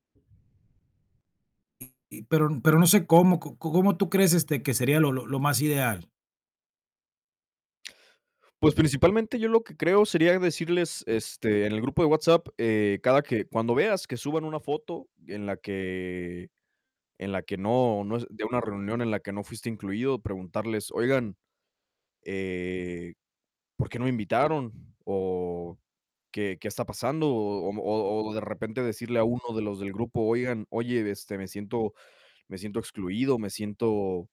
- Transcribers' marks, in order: none
- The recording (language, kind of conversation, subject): Spanish, advice, ¿Cómo te has sentido cuando tus amigos hacen planes sin avisarte y te sientes excluido?